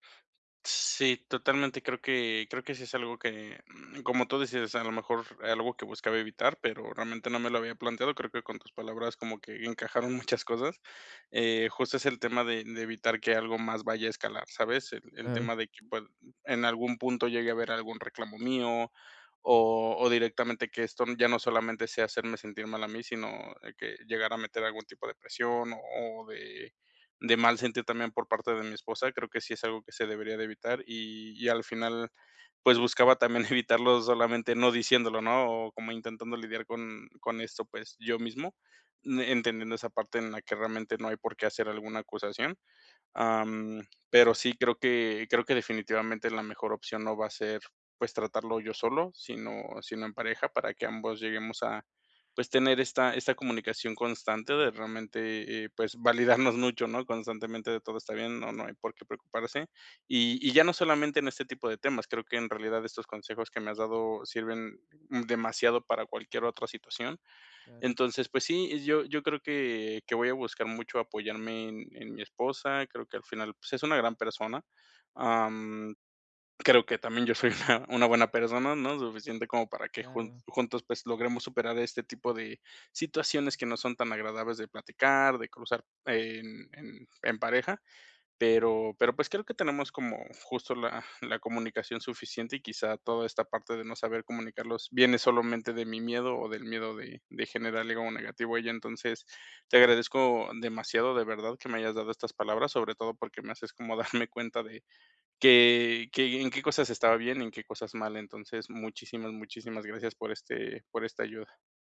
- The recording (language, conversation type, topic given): Spanish, advice, ¿Cómo puedo expresar mis inseguridades sin generar más conflicto?
- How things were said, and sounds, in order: laughing while speaking: "muchas"; laughing while speaking: "evitarlo"; laughing while speaking: "validarnos"; laughing while speaking: "una"; laughing while speaking: "darme"